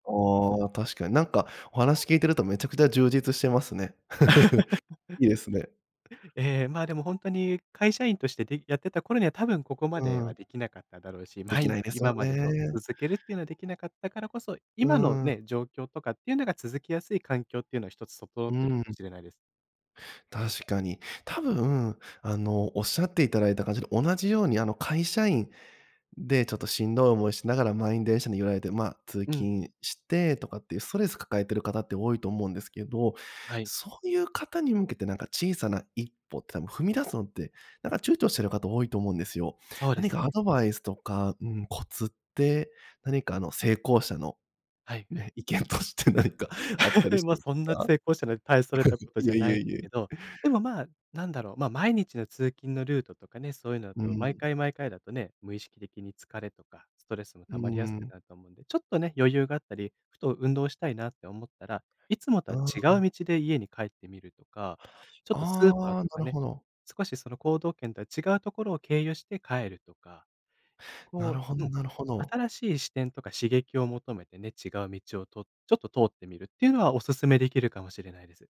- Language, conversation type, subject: Japanese, podcast, 小さな一歩をどう設定する？
- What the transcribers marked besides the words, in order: laugh; laughing while speaking: "意見として何か"; chuckle; other background noise